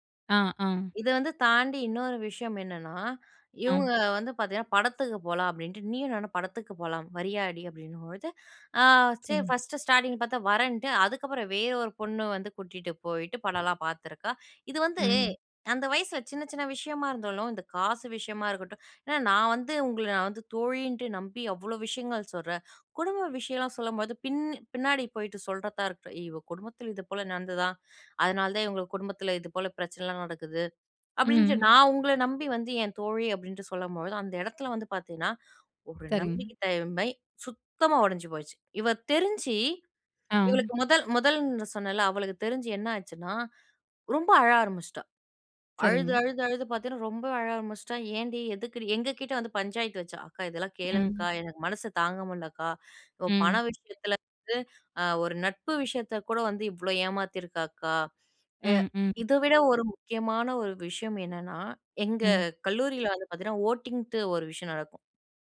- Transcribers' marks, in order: other background noise; in English: "ஃபர்ஸ்ட்டு ஸ்டார்ட்டிங்"; "தன்மை" said as "தய்மை"; in English: "ஓட்டிங்னுட்டு"
- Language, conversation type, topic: Tamil, podcast, நம்பிக்கையை மீண்டும் கட்டுவது எப்படி?